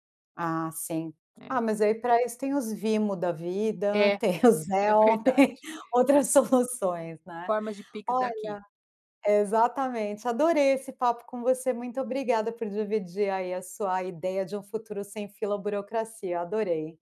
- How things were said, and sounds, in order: laughing while speaking: "é verdade"; laughing while speaking: "outras soluções"
- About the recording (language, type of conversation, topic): Portuguese, podcast, Você imagina um futuro sem filas ou burocracia?